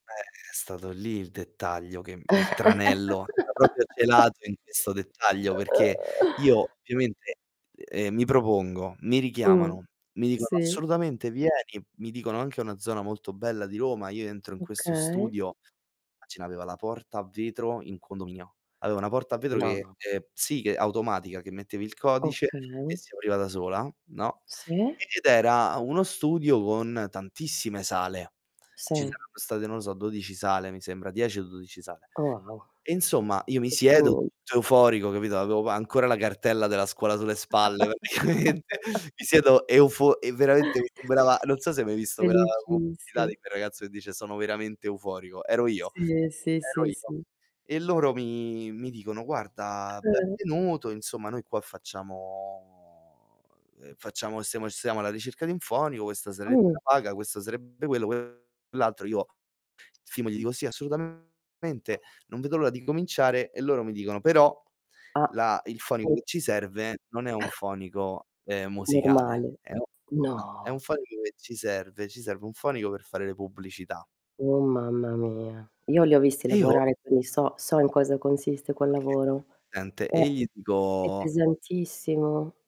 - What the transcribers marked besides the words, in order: distorted speech; laugh; static; "proprio" said as "propio"; other background noise; laugh; laughing while speaking: "praticamente"; tapping; unintelligible speech; drawn out: "facciamo"; chuckle
- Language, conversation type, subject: Italian, unstructured, Come gestisci lo stress legato al lavoro?